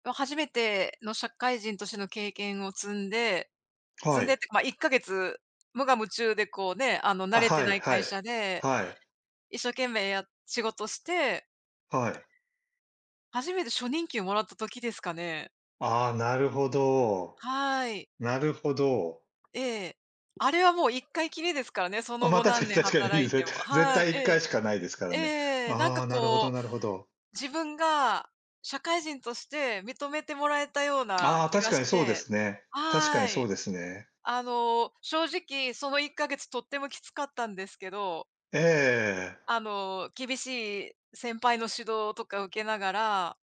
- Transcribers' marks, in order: other background noise; laughing while speaking: "確かに 確かにいいぜ"
- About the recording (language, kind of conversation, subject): Japanese, unstructured, 働き始めてから、いちばん嬉しかった瞬間はいつでしたか？